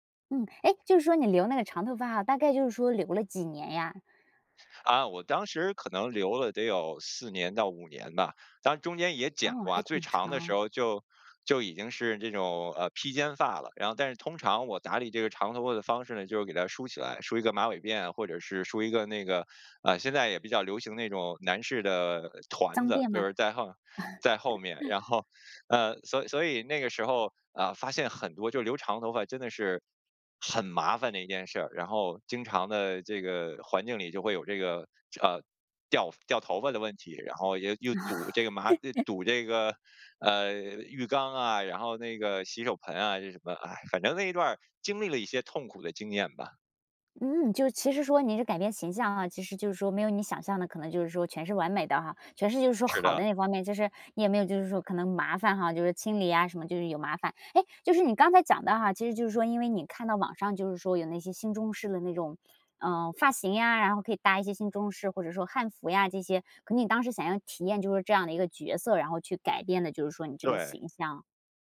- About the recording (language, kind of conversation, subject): Chinese, podcast, 你能分享一次改变形象的经历吗？
- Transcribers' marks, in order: laugh; laugh; other background noise